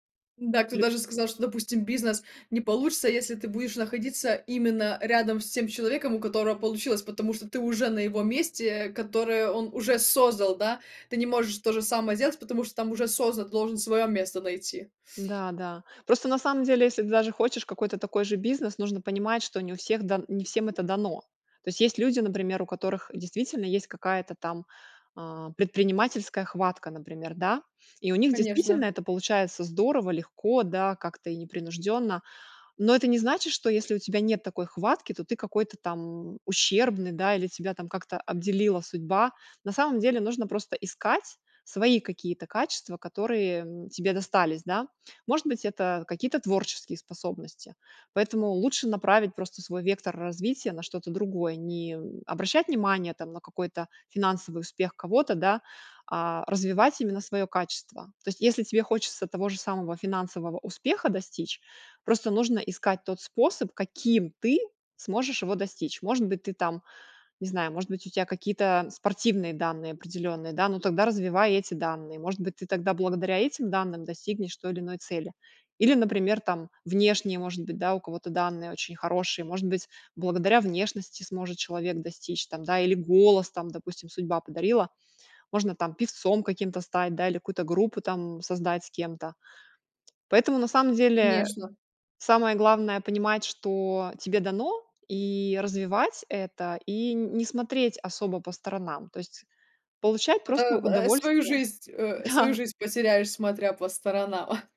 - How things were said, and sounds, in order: laughing while speaking: "да"; chuckle
- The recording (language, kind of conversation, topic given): Russian, podcast, Что помогает тебе не сравнивать себя с другими?